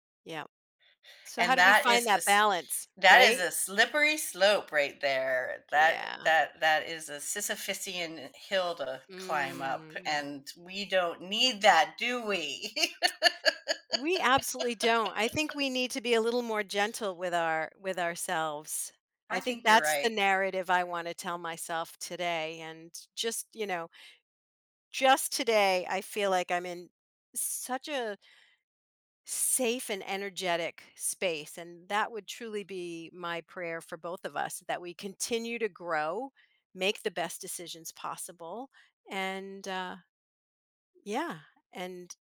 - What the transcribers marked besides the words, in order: drawn out: "Mm"; laugh
- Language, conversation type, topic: English, unstructured, How do the stories we tell ourselves shape the choices we make in life?
- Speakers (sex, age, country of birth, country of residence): female, 50-54, United States, United States; female, 55-59, United States, United States